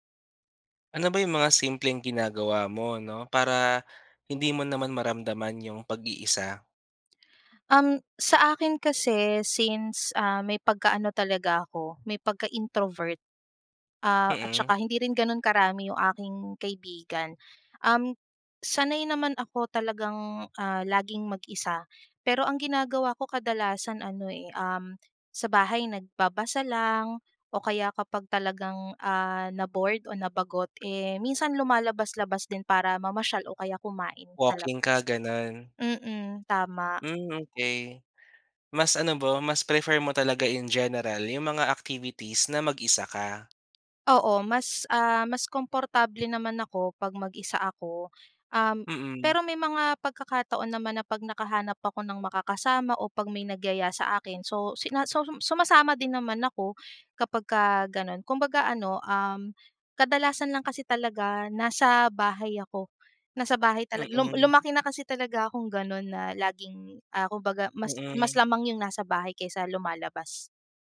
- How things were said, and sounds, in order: tapping
- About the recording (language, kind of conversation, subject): Filipino, podcast, Ano ang simpleng ginagawa mo para hindi maramdaman ang pag-iisa?